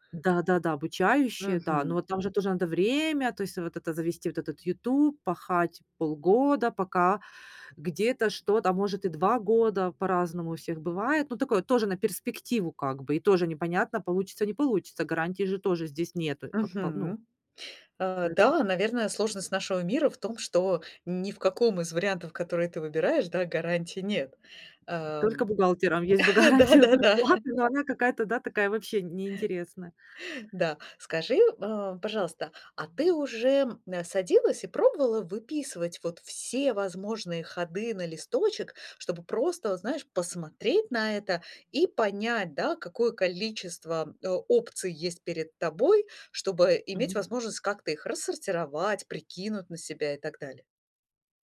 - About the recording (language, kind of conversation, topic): Russian, advice, Как выбрать одну идею, если их слишком много?
- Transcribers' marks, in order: other background noise; laughing while speaking: "гарантия зарплаты"; chuckle; laughing while speaking: "да-да-да"; tapping